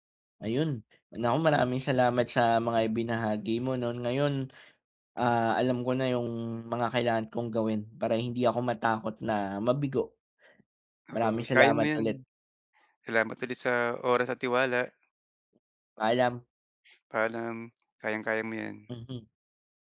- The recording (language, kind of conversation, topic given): Filipino, advice, Paano ko malalampasan ang takot na mabigo nang hindi ko nawawala ang tiwala at pagpapahalaga sa sarili?
- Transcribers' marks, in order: tapping; other background noise